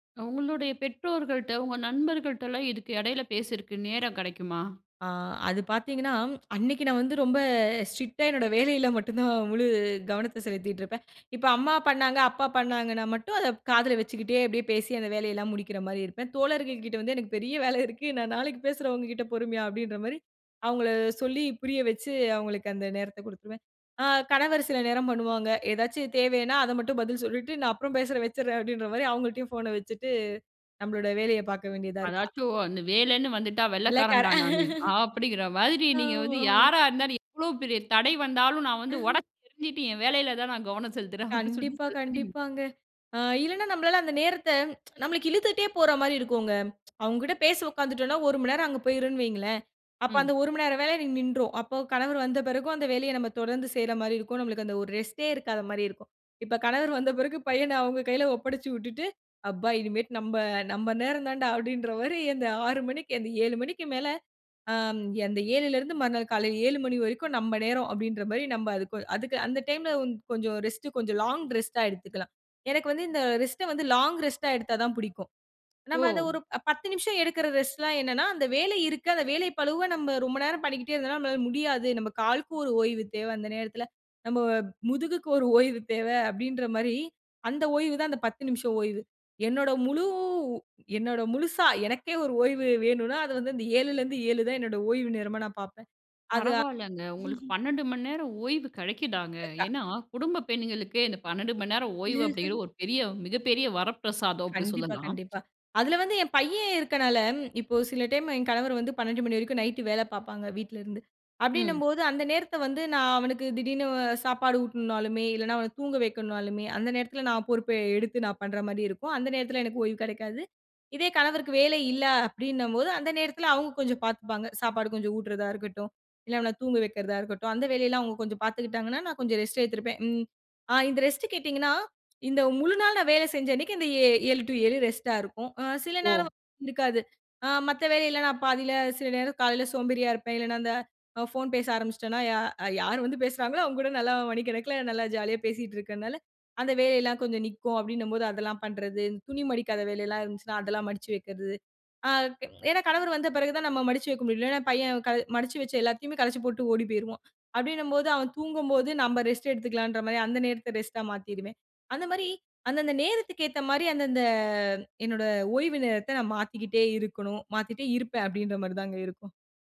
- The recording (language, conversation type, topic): Tamil, podcast, வேலை முடிந்த பிறகு மனம் முழுவதும் ஓய்வடைய நீங்கள் என்ன செய்கிறீர்கள்?
- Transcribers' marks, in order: other background noise; laughing while speaking: "ஸ்ட்ரிக்ட்டா என்னோட வேலையில மட்டும் தான் முழு கவனத்த செலுத்திட்டு இருப்பேன்"; laughing while speaking: "எனக்கு பெரிய வேலை இருக்கு நான் … சொல்லி புரிய வச்சு"; laughing while speaking: "நான் அப்புறம் பேசுறேன், வச்சுறேன் அப்பிடின்றமாரி அவங்கள்ட்டயும் ஃபோன வச்சுட்டு நம்மளோட"; "இருக்கு" said as "இருக்கா"; laughing while speaking: "வேலைன்னு வந்துட்டா வெள்ளைக்காரன்டா நானு அப்பிடிங்கிற … செலுத்துறேன், அப்பிடின்னு சொல்லி"; laugh; chuckle; unintelligible speech; tsk; tsk; laughing while speaking: "இப்ப கணவர் வந்த பிறகு பையன் அவுங்க கையில ஒப்படச்சு விட்டுட்டு"; "மணிக்கு" said as "ஆறு"; chuckle; drawn out: "முழு"; chuckle; chuckle